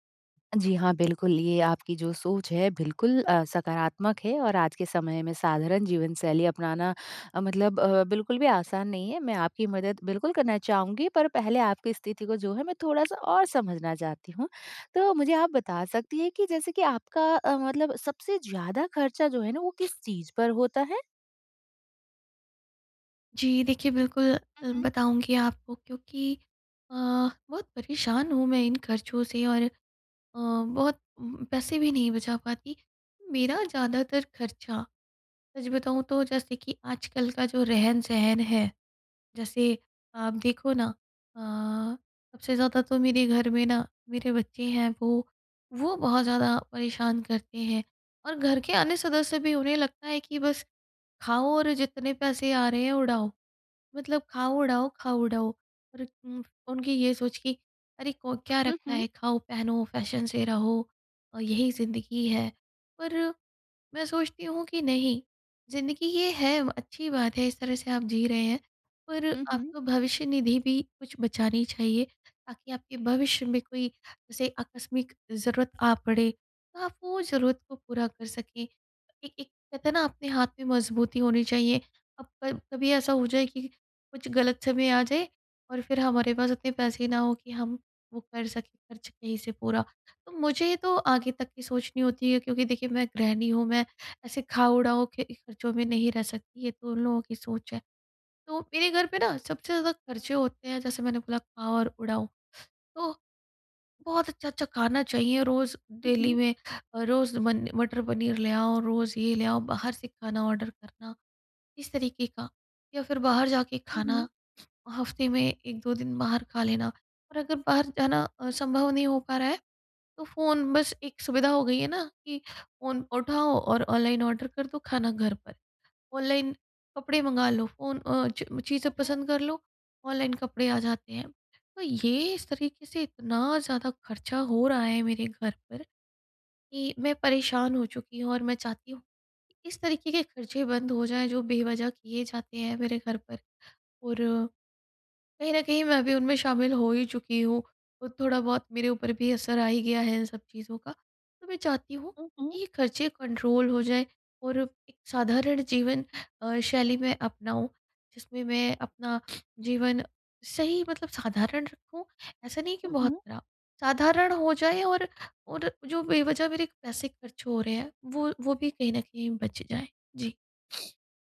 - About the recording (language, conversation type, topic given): Hindi, advice, मैं साधारण जीवनशैली अपनाकर अपने खर्च को कैसे नियंत्रित कर सकता/सकती हूँ?
- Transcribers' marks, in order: other background noise; sniff; in English: "फैशन"; in English: "डेली"; in English: "कंट्रोल"; sniff; sniff